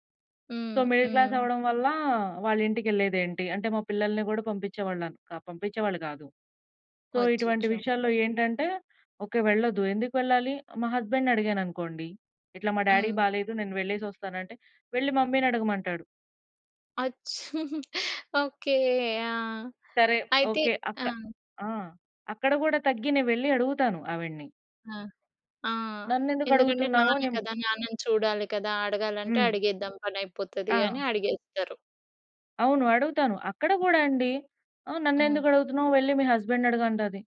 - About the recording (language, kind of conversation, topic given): Telugu, podcast, మీ కోసం హద్దులు నిర్ణయించుకోవడంలో మొదటి అడుగు ఏమిటి?
- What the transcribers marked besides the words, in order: in English: "సో, మిడిల్ క్లాస్"; in English: "సో"; in English: "హస్బెండ్‌ని"; in English: "డ్యాడీ‌కి"; chuckle; in English: "హస్బెండ్‌ని"